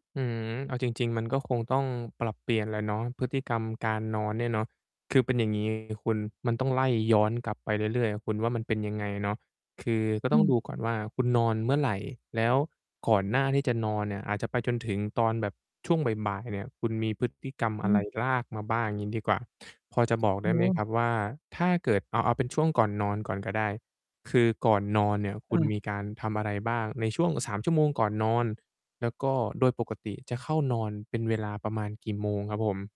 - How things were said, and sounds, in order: distorted speech; static; other background noise; tapping
- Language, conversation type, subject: Thai, advice, ฉันจะทำอย่างไรให้ช่วงก่อนนอนเป็นเวลาที่ผ่อนคลาย?